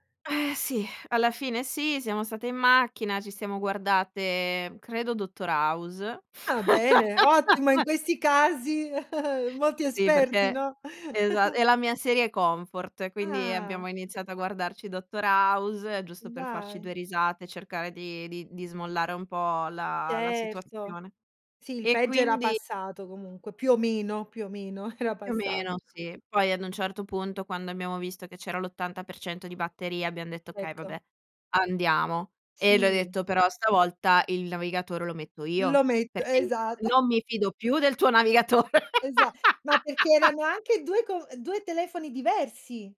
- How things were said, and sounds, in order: sigh; laugh; chuckle; laughing while speaking: "era"; chuckle; laughing while speaking: "navigatore"; laugh
- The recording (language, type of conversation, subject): Italian, podcast, Raccontami di quando il GPS ti ha tradito: cosa hai fatto?